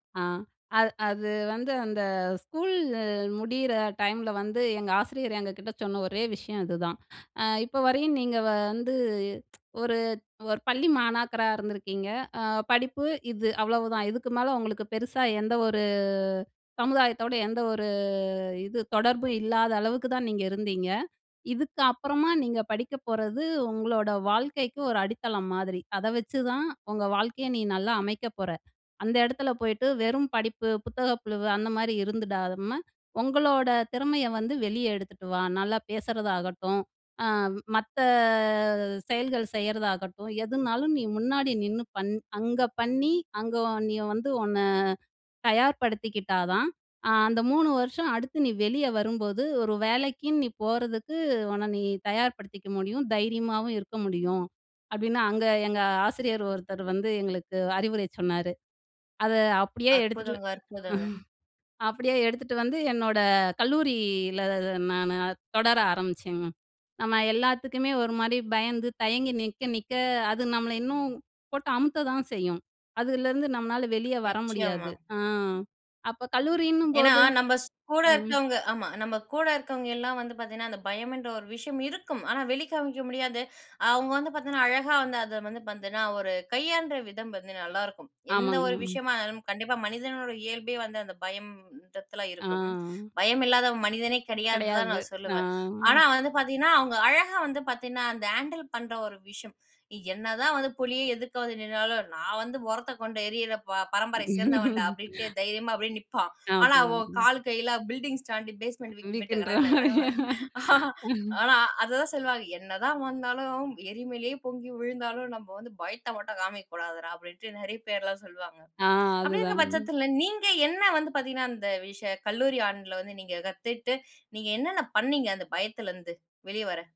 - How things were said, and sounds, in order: tsk; drawn out: "ஒரு"; drawn out: "ஒரு"; other noise; chuckle; other background noise; "கையாளற" said as "கையாண்ற"; drawn out: "அ"; in English: "ஹேண்டில்"; "முறத்த" said as "உரத்த"; chuckle; in English: "பில்டிங்ஸ் ஸ்டாண்டு, பேஸ்மெண்ட் வீக்னு"; laughing while speaking: "டக, டக. ஆ"; chuckle
- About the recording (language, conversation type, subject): Tamil, podcast, ஒரு பயத்தை நீங்கள் எப்படி கடந்து வந்தீர்கள்?